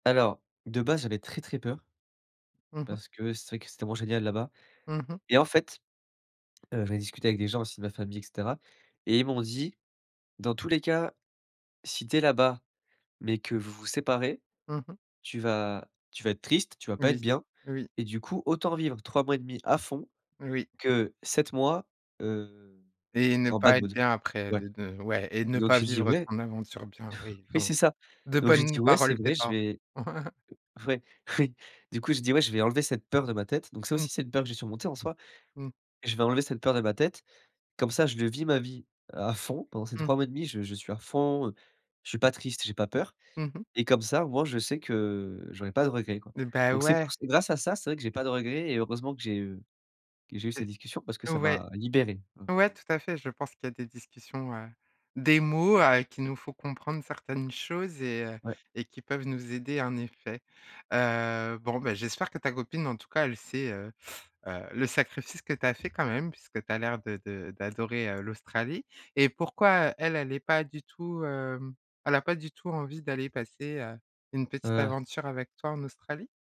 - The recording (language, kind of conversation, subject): French, podcast, Quelle peur as-tu surmontée en voyage ?
- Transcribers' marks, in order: in English: "bad mood"; tapping; laugh; stressed: "libéré"; other background noise; stressed: "mots"